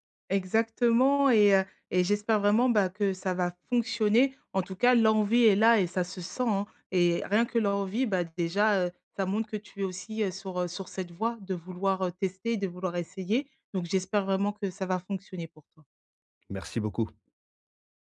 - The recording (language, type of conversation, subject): French, advice, Comment puis-je trouver du temps pour une nouvelle passion ?
- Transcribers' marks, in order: stressed: "fonctionner"